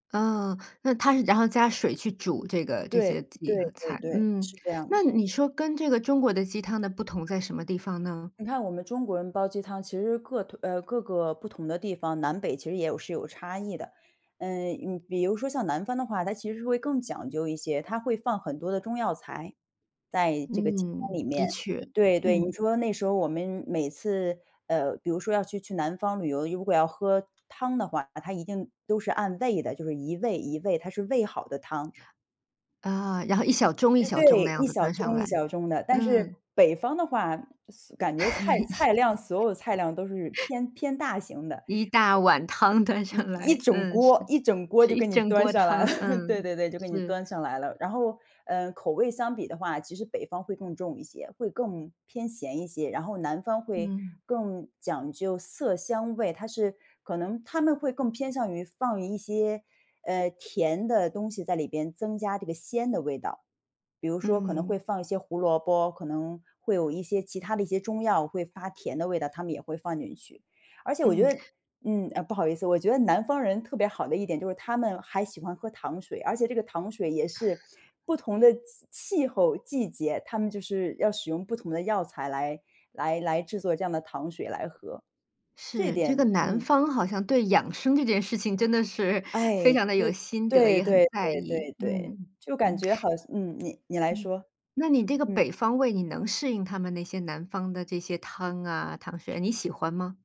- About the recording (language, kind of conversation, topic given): Chinese, podcast, 你心情不好时最常做来安慰自己的那道家常菜是什么？
- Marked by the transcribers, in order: other background noise; chuckle; tapping; laughing while speaking: "端上来"; laughing while speaking: "端上来了"; chuckle